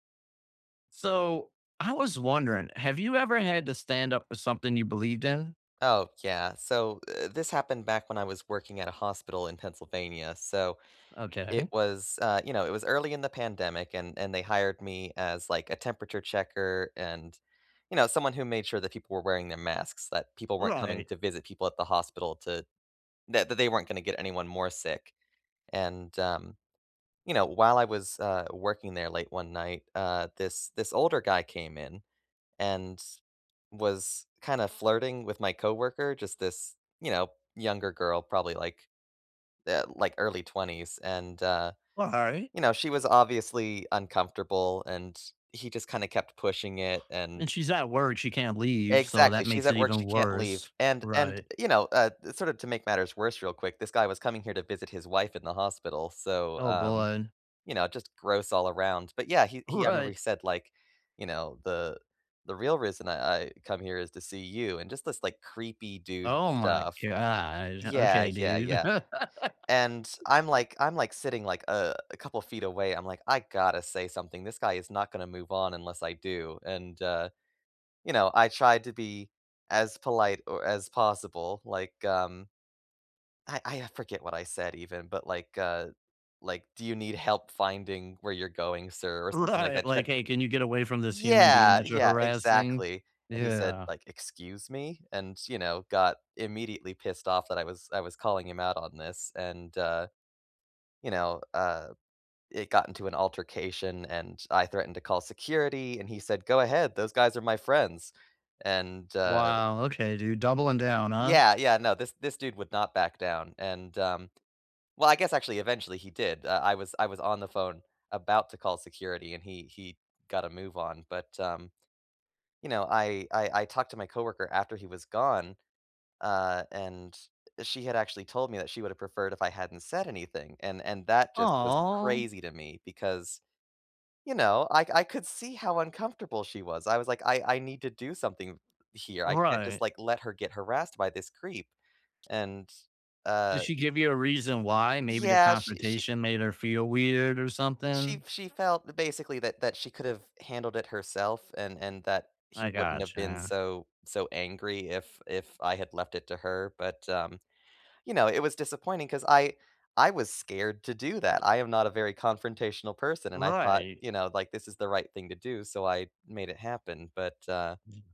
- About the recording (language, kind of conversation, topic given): English, unstructured, How can I stand up for what I believe without alienating others?
- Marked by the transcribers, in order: laughing while speaking: "Okay"; scoff; laughing while speaking: "Right"; laugh; laughing while speaking: "Right"; tapping; other background noise; drawn out: "Aw"